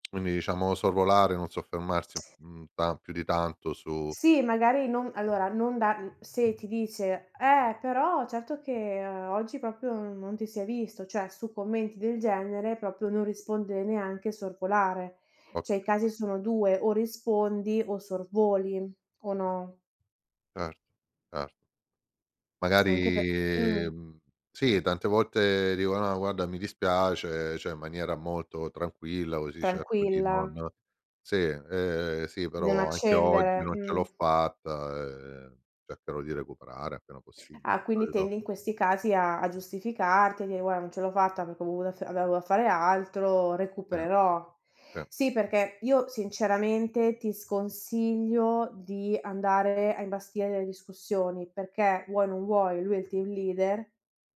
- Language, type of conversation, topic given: Italian, advice, Come posso stabilire dei limiti al lavoro senza offendere colleghi o superiori?
- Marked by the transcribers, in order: tapping; "diciamo" said as "dsciamo"; lip smack; tsk; "Cioè" said as "ceh"; drawn out: "Magari"; "Cioè" said as "ceh"